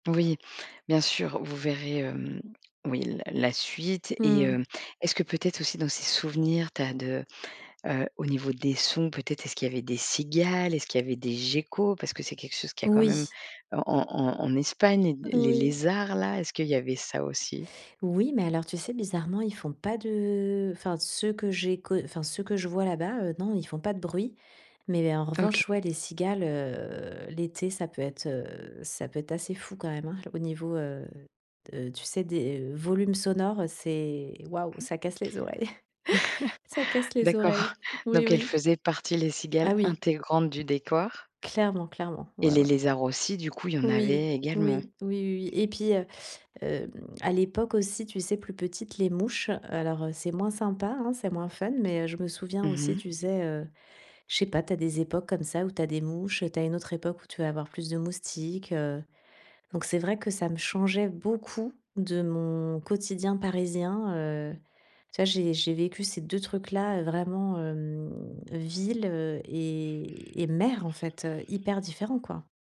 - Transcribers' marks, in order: tapping; chuckle; chuckle; other background noise; "décor" said as "décoar"; stressed: "mer"; stressed: "Hyper"
- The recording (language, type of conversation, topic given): French, podcast, Peux-tu me parler d’un endroit lié à ton histoire familiale ?